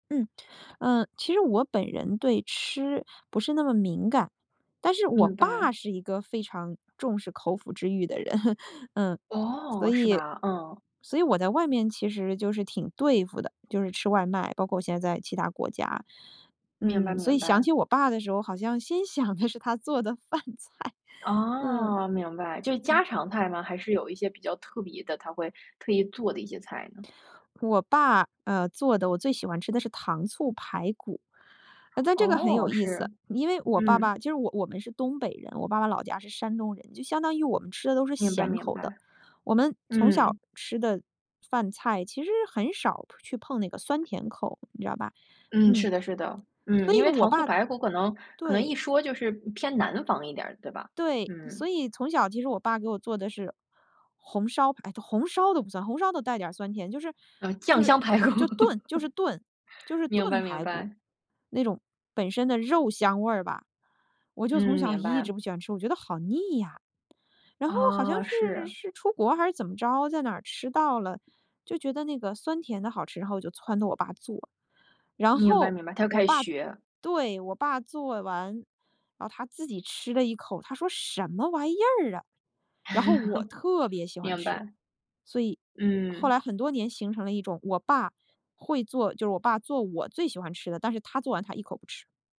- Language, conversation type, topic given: Chinese, podcast, 有什么食物让你一吃就觉得这就是家？
- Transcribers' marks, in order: chuckle; laughing while speaking: "心想的是他做的饭菜"; other noise; laughing while speaking: "排骨"; laugh; laugh